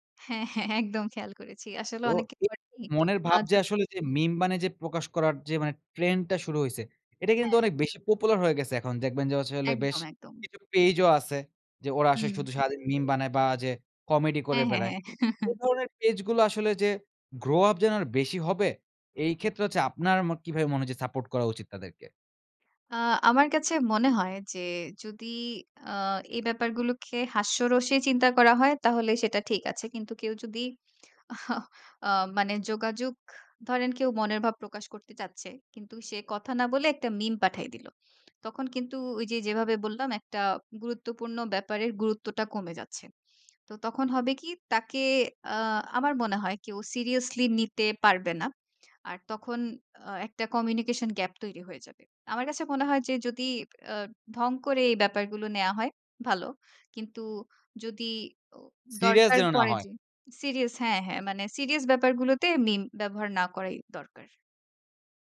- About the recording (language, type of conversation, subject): Bengali, podcast, মিমগুলো কীভাবে রাজনীতি ও মানুষের মানসিকতা বদলে দেয় বলে তুমি মনে করো?
- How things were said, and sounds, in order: laughing while speaking: "হ্যাঁ, হ্যাঁ একদম খেয়াল করেছি। আসলে অনেকে করেনি। আযো"; unintelligible speech; chuckle; scoff; in English: "communication gap"